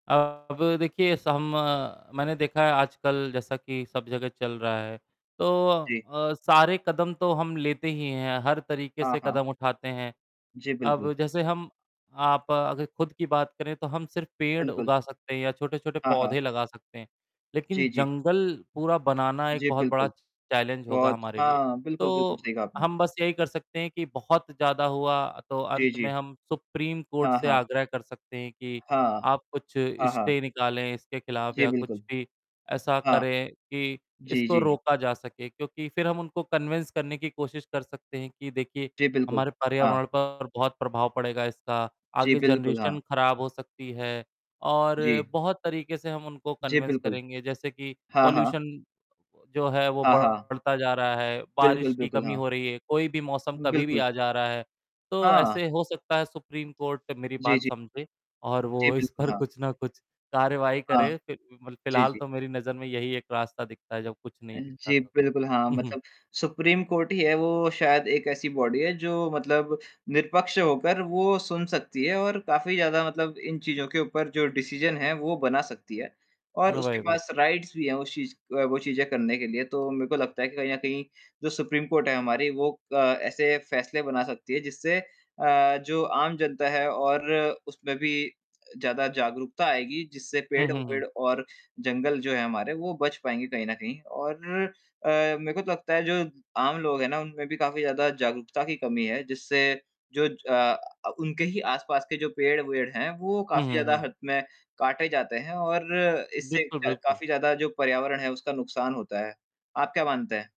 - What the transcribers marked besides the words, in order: distorted speech; mechanical hum; other background noise; in English: "चैलेंज"; in English: "स्टे"; in English: "कन्विन्स"; in English: "जनरेशन"; in English: "कन्विन्स"; in English: "पॉल्यूशन"; laughing while speaking: "इस पर"; static; in English: "बॉडी"; "निष्पक्ष" said as "निरपक्ष"; in English: "डिसिज़न"; in English: "राइट्स"
- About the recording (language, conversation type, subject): Hindi, unstructured, क्या आपको लगता है कि जंगलों की कटाई रोकना ज़रूरी है, और क्यों?